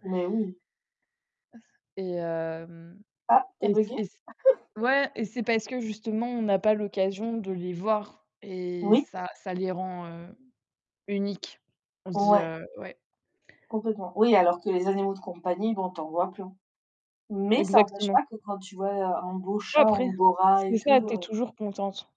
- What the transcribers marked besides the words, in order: static; chuckle; tapping; stressed: "Mais"
- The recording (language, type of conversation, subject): French, unstructured, Préférez-vous la beauté des animaux de compagnie ou celle des animaux sauvages ?